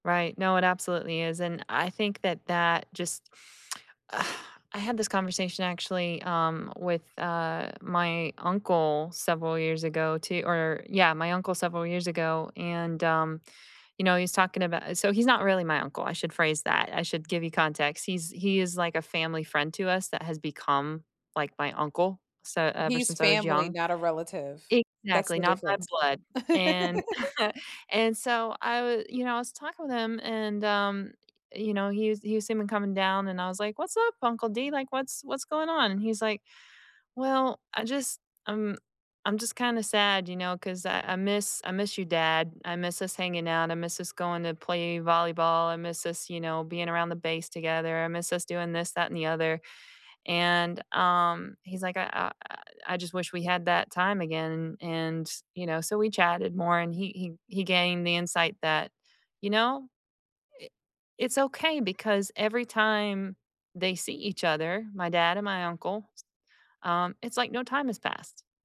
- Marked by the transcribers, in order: inhale; lip smack; sigh; other background noise; laugh
- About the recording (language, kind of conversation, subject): English, unstructured, What makes a friendship last?
- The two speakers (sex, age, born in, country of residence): female, 35-39, United States, United States; female, 45-49, United States, United States